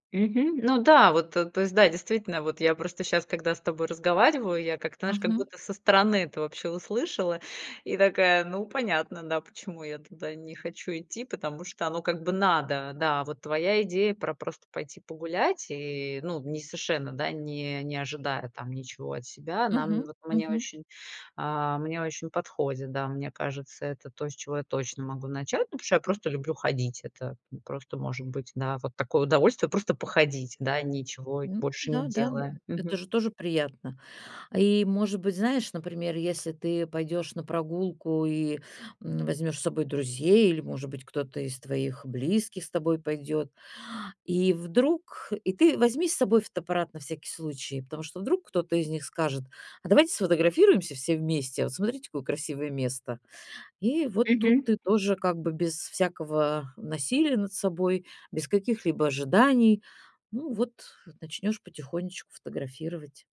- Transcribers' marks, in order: tapping
- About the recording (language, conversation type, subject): Russian, advice, Как справиться с утратой интереса к любимым хобби и к жизни после выгорания?